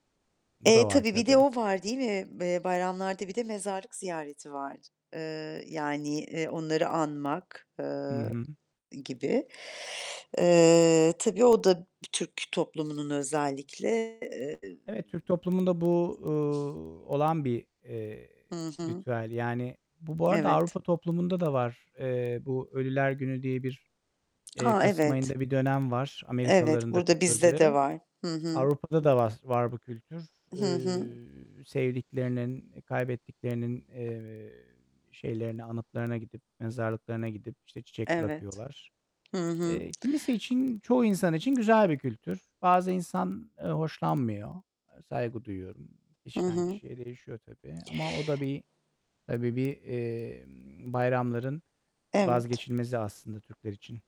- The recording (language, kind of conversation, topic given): Turkish, unstructured, Sizce bayramlar aile bağlarını nasıl etkiliyor?
- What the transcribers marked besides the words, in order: static; distorted speech; other background noise; tapping